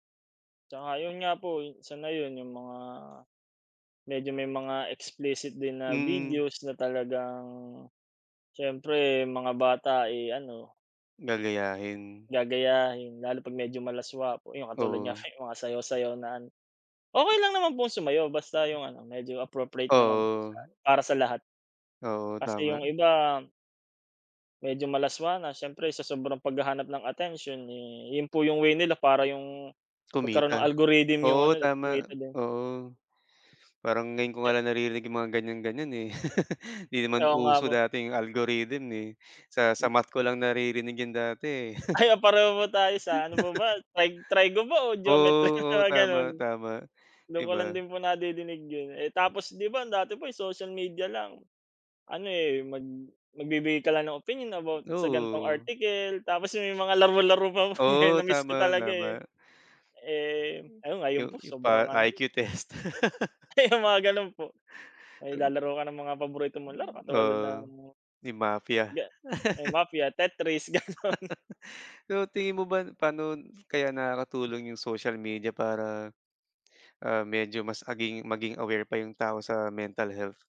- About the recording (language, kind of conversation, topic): Filipino, unstructured, Paano mo tinitingnan ang epekto ng social media sa kalusugan ng isip?
- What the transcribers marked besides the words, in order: in English: "explicit"; tapping; other background noise; in English: "algorithm"; laugh; in English: "algorithm"; laughing while speaking: "Geometry"; laugh; laughing while speaking: "pa po eh"; laugh; laughing while speaking: "test"; laugh; laugh; laughing while speaking: "ganun"; laugh